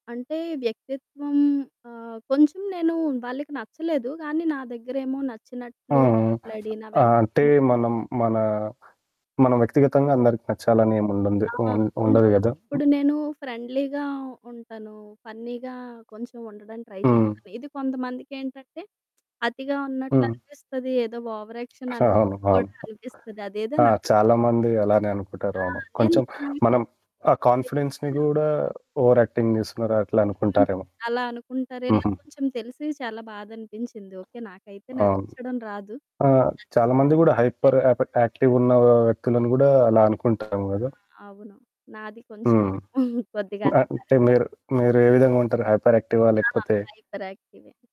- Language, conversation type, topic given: Telugu, podcast, మొదటిసారి పరిచయమైనప్పుడు నమ్మకం ఎలా ఏర్పడుతుంది?
- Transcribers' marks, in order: static; other background noise; in English: "ఫ్రెండ్లీగా"; in English: "ఫన్నీగా"; tapping; in English: "ట్రై"; in English: "ఓవర్ యాక్షన్"; distorted speech; in English: "కాన్ఫిడెన్స్‌ని"; unintelligible speech; in English: "ఓవర్ యాక్టింగ్"; in English: "హైపర్ యాప్ యాక్టివ్‌గున్న"; chuckle; in English: "హైపర్"